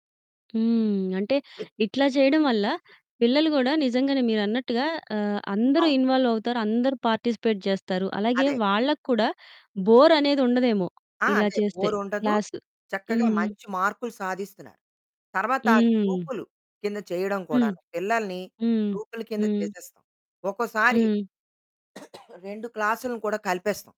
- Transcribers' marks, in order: other background noise; in English: "ఇన్వాల్వ్"; in English: "పార్టిసిపేట్"; in English: "బోర్"; cough; in English: "క్లాస్లు‌ను"
- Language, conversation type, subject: Telugu, podcast, మీ దైనందిన దినచర్యలో నేర్చుకోవడానికి సమయాన్ని ఎలా కేటాయిస్తారు?